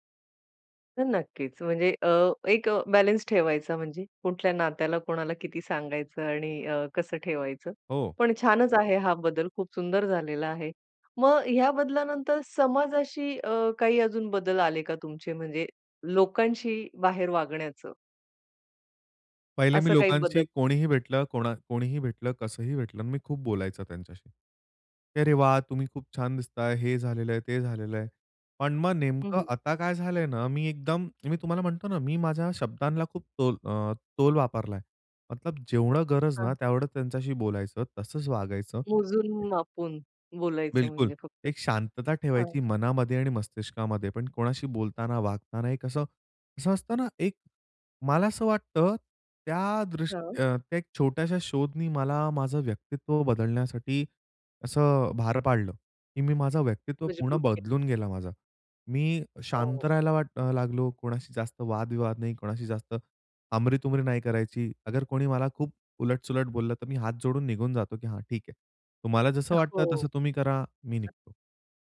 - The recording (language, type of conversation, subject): Marathi, podcast, निसर्गातल्या एखाद्या छोट्या शोधामुळे तुझ्यात कोणता बदल झाला?
- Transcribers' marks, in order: other noise